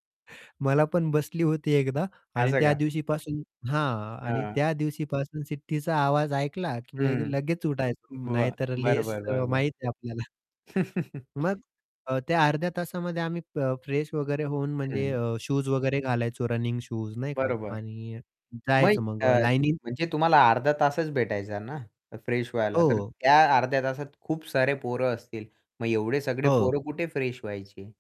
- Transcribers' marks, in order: distorted speech; chuckle; in English: "फ्रेश"; in English: "फ्रेश"; in English: "फ्रेश"
- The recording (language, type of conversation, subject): Marathi, podcast, तुमची बालपणीची आवडती बाहेरची जागा कोणती होती?